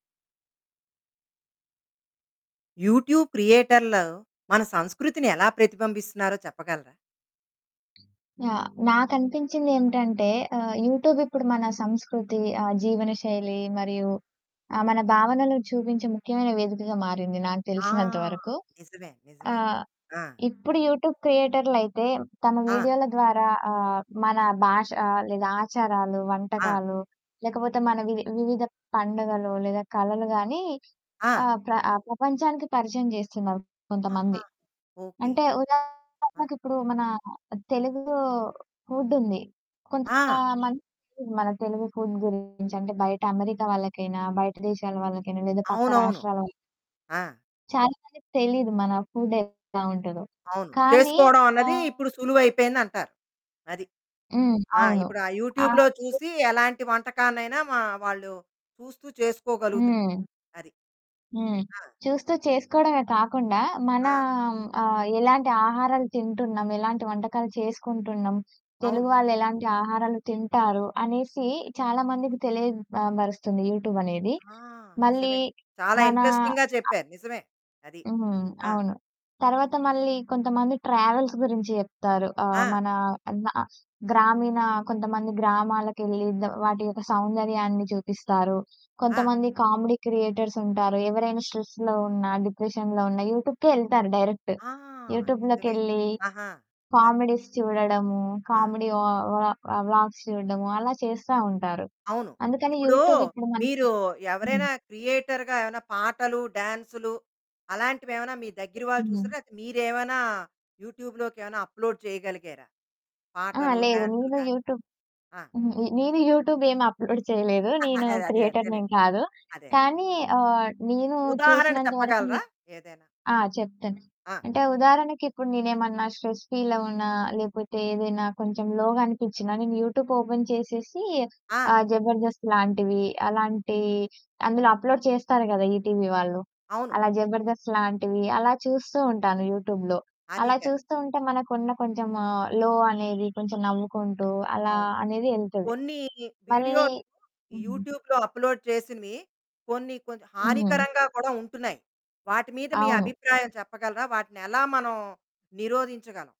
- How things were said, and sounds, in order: in English: "యూట్యూబ్"; other background noise; static; in English: "యూట్యూబ్"; in English: "యూట్యూబ్"; distorted speech; horn; in English: "ఫుడ్"; in English: "ఫుడ్"; in English: "యూట్యూబ్‌లో"; in English: "ఇంట్రెస్టింగ్‌గా"; in English: "ట్రావెల్స్"; in English: "కామెడీ క్రియేటర్స్"; in English: "స్ట్రెస్‌లో"; in English: "డిప్రెషన్‌లో"; in English: "యూట్యూబ్‌కే"; in English: "డైరెక్ట్"; in English: "కామెడీస్"; in English: "కామెడీ"; in English: "వ్లాగ్స్"; in English: "యూట్యూబ్"; in English: "క్రియేటర్‌గా"; in English: "యూట్యూబ్‌లోకి"; in English: "అప్‌లోడ్"; in English: "యూట్యూబ్"; in English: "యూట్యూబ్"; in English: "అప్‌లోడ్"; chuckle; in English: "క్రియేటర్"; in English: "స్ట్రెస్"; in English: "లోగా"; in English: "యూట్యూబ్ ఓపెన్"; in English: "అప్‌లోడ్"; in English: "కరెక్ట్"; in English: "యూట్యూబ్‌లో"; in English: "లో"; in English: "యూట్యూబ్‌లో అప్‌లోడ్"
- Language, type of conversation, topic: Telugu, podcast, యూట్యూబ్ సృష్టికర్తలు మన సంస్కృతిని ఏ విధంగా ప్రతిబింబిస్తున్నారని మీకు అనిపిస్తోంది?